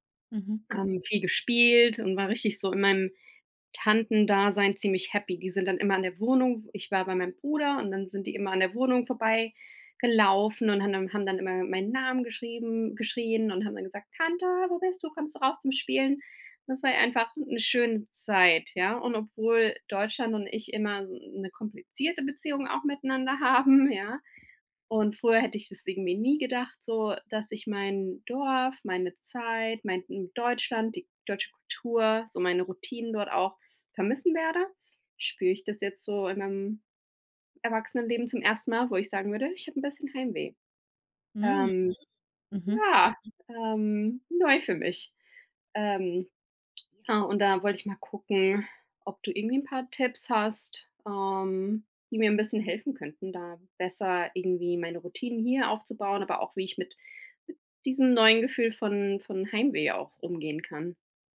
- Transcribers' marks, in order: laughing while speaking: "haben"
- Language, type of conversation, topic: German, advice, Wie kann ich durch Routinen Heimweh bewältigen und mich am neuen Ort schnell heimisch fühlen?